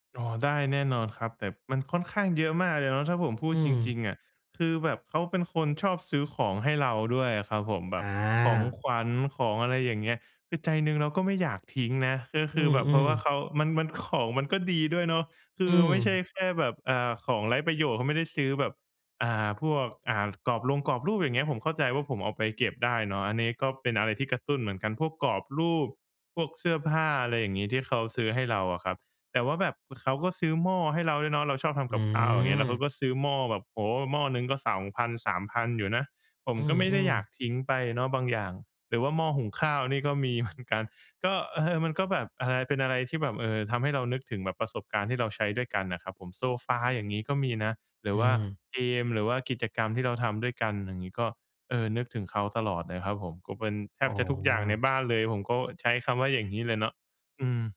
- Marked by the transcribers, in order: laughing while speaking: "เหมือน"
- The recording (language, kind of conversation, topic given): Thai, advice, ฉันควรจัดสภาพแวดล้อมรอบตัวอย่างไรเพื่อเลิกพฤติกรรมที่ไม่ดี?